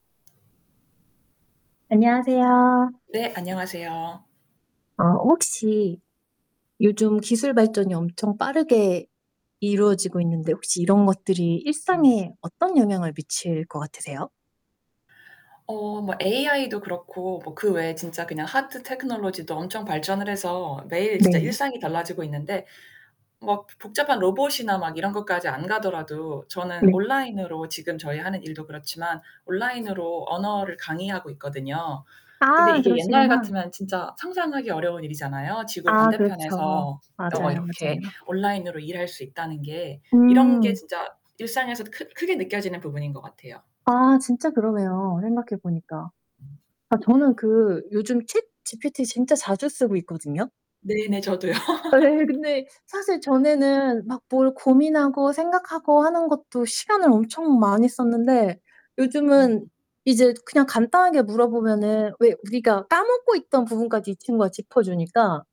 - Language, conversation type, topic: Korean, unstructured, 기술 발전이 우리의 일상에 어떤 긍정적인 영향을 미칠까요?
- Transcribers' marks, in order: static; tapping; other background noise; in English: "Hard Technology도"; gasp; laughing while speaking: "예"; laugh; distorted speech